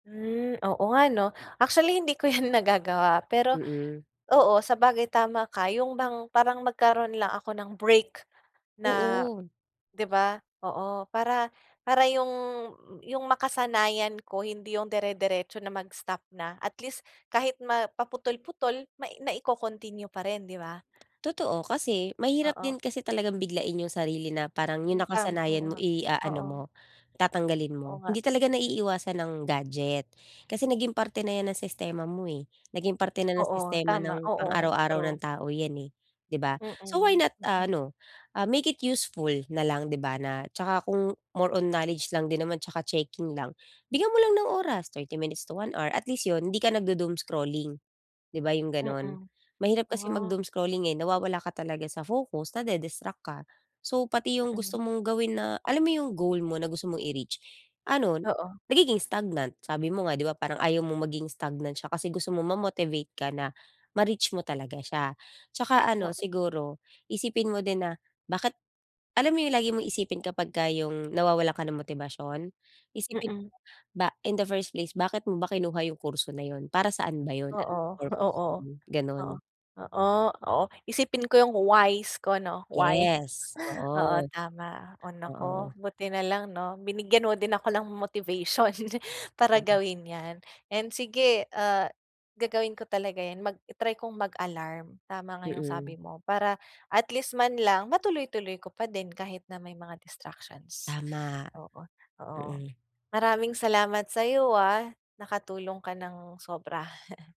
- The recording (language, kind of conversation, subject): Filipino, advice, Paano ko mapapanatili ang motibasyon kapag tila walang progreso?
- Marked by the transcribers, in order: laughing while speaking: "yan"; tapping; other background noise; tongue click; chuckle; laughing while speaking: "motivation"; laugh